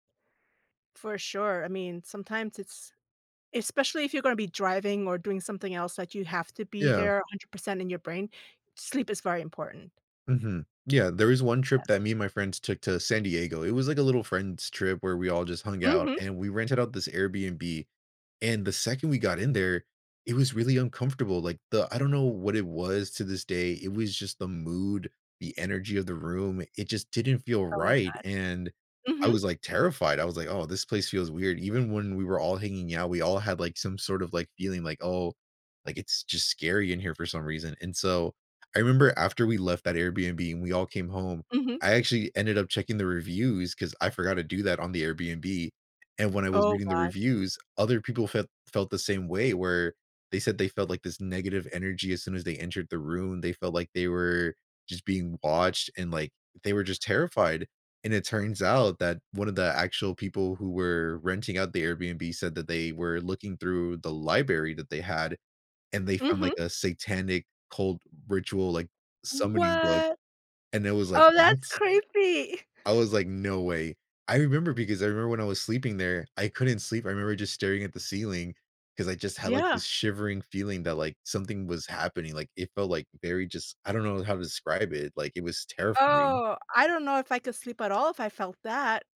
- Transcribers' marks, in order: tapping; chuckle
- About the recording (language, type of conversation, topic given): English, unstructured, How can I keep my sleep and workouts on track while traveling?